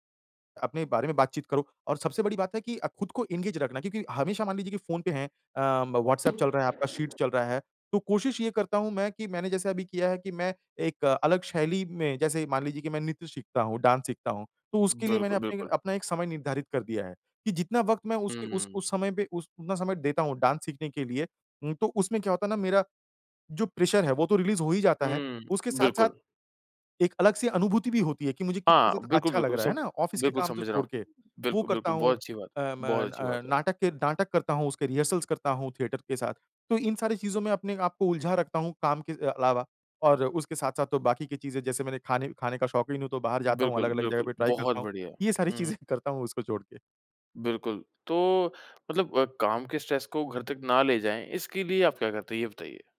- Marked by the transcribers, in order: in English: "एंगेज"; tapping; in English: "डांस"; in English: "डांस"; in English: "प्रेशर"; in English: "रिलीज"; in English: "ऑफिस"; in English: "रिहर्सल्स"; in English: "थिएटर"; in English: "ट्राई"; in English: "स्ट्रेस"
- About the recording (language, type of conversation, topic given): Hindi, podcast, काम और निजी जीवन में संतुलन बनाए रखने के लिए आप कौन-से नियम बनाते हैं?